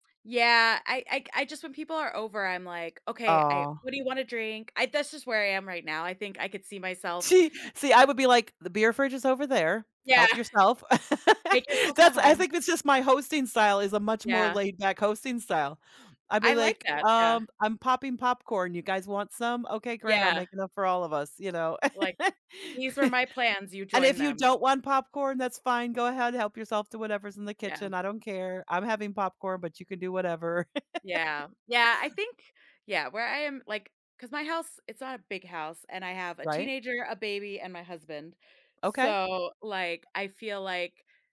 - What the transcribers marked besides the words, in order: other background noise; laughing while speaking: "Yeah"; laugh; laugh; laugh
- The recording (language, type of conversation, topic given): English, unstructured, What factors influence your decision to go out or stay in?